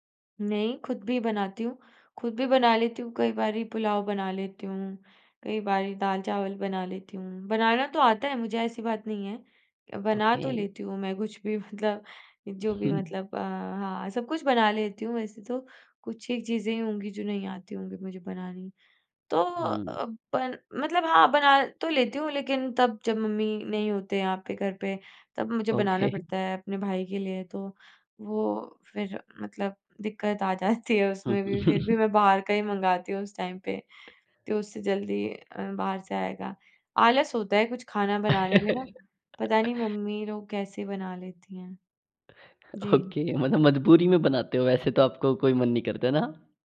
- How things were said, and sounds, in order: tapping; in English: "ओके"; laughing while speaking: "उ, हुँ"; chuckle; in English: "ओके"; laughing while speaking: "जाती"; chuckle; in English: "टाइम"; laugh; in English: "ओके"; other background noise
- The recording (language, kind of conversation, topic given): Hindi, podcast, आप असली भूख और बोरियत से होने वाली खाने की इच्छा में कैसे फर्क करते हैं?